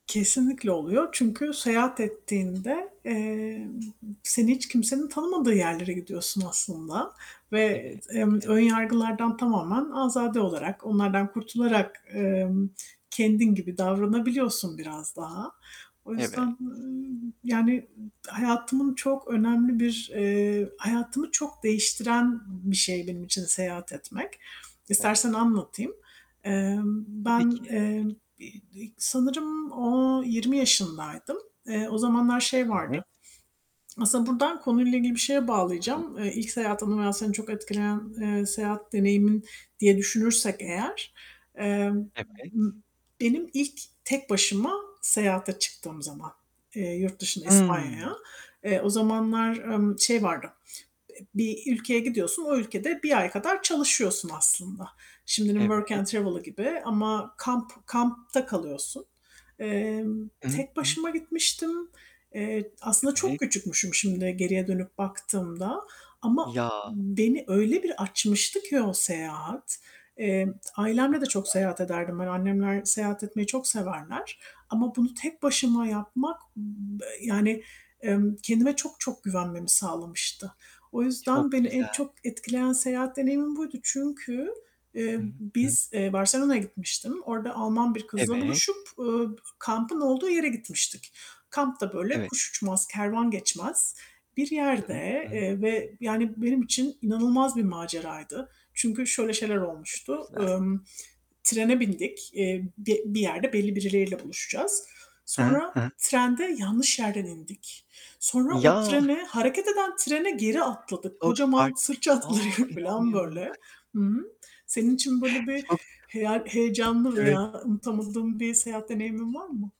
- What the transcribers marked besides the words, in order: tapping; other background noise; unintelligible speech; static; distorted speech
- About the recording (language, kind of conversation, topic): Turkish, unstructured, Seyahat etmeyi neden seviyorsun?
- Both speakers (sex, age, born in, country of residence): female, 40-44, Turkey, United States; male, 30-34, Turkey, Poland